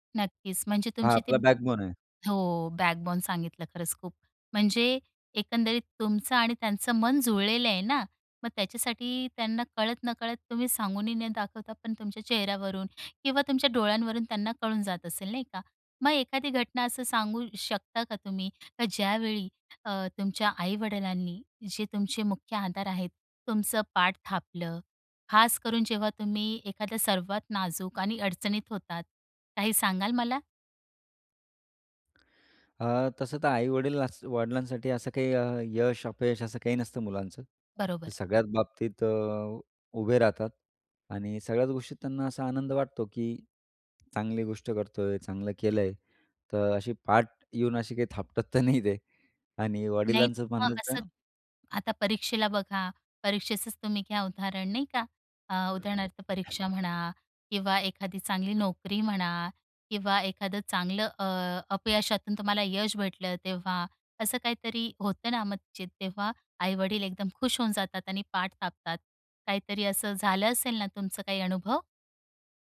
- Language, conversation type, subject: Marathi, podcast, तुमच्या आयुष्यातला मुख्य आधार कोण आहे?
- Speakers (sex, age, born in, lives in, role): female, 35-39, India, India, host; male, 35-39, India, India, guest
- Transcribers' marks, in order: in English: "बॅकबोन"; in English: "बॅकबोन"; tapping